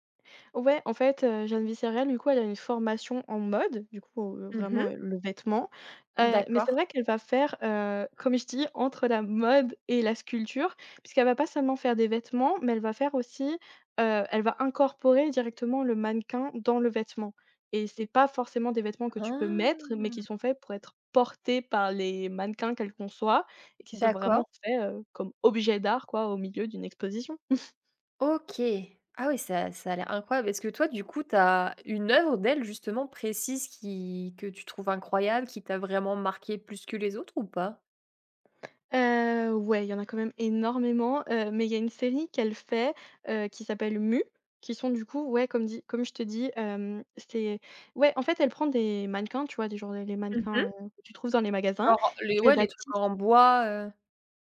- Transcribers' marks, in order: chuckle
- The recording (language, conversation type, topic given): French, podcast, Quel artiste français considères-tu comme incontournable ?